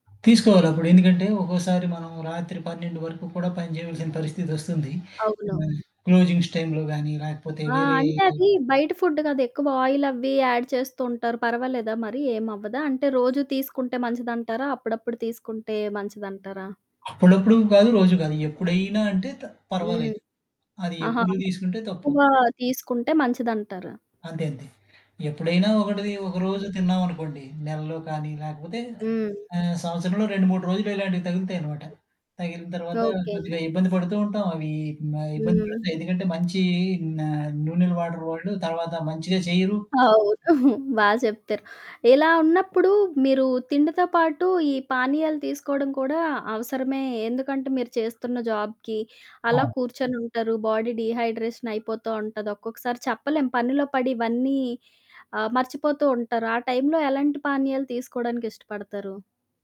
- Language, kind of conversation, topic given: Telugu, podcast, ఆహారం, వ్యాయామం, నిద్ర విషయంలో సమతుల్యత సాధించడం అంటే మీకు ఏమిటి?
- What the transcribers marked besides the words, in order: static; in English: "క్లోజింగ్స్"; in English: "ఫుడ్"; in English: "ఆయిల్"; in English: "యాడ్"; other background noise; distorted speech; tapping; giggle; in English: "జాబ్‌కి"; in English: "బాడీ డీహైడ్రేషన్"